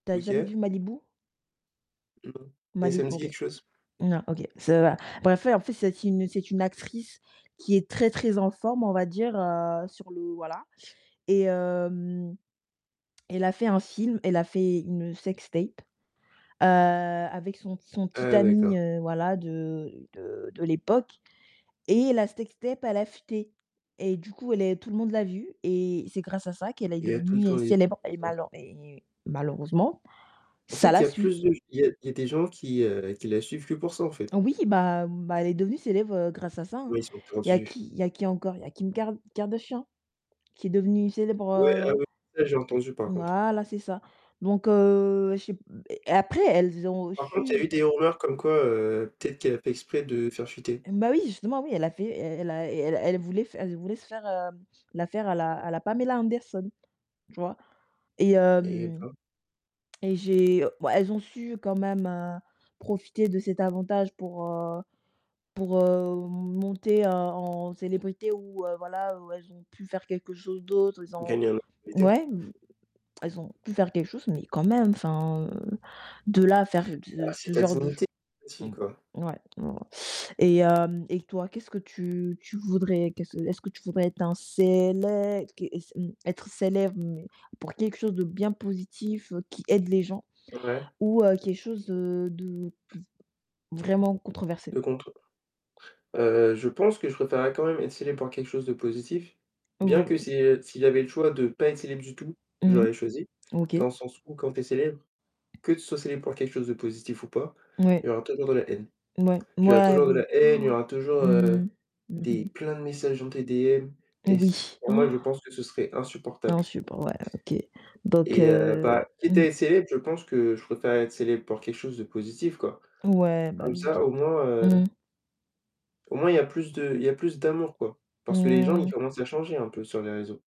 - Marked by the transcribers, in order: static; distorted speech; tapping; in English: "sextape"; in English: "sextape"; unintelligible speech; other background noise; mechanical hum; unintelligible speech; gasp; gasp
- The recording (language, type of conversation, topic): French, unstructured, Préféreriez-vous être célèbre pour quelque chose de positif ou pour quelque chose de controversé ?